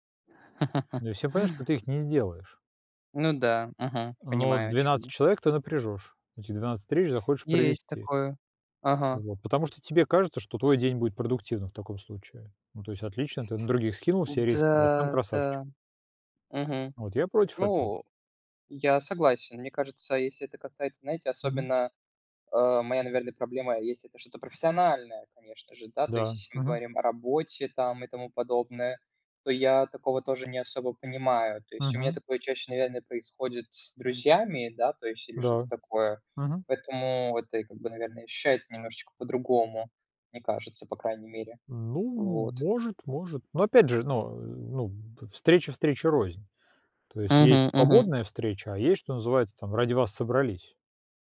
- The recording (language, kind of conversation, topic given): Russian, unstructured, Почему люди не уважают чужое время?
- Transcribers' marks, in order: laugh; tapping; other background noise